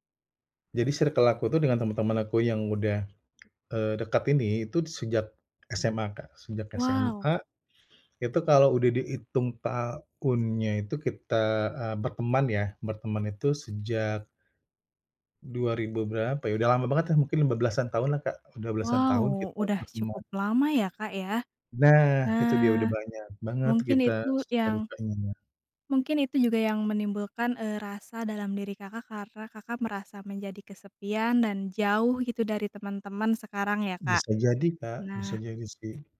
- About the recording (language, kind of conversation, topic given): Indonesian, advice, Bagaimana perasaanmu saat merasa kehilangan jaringan sosial dan teman-teman lama?
- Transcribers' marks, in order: other background noise; tapping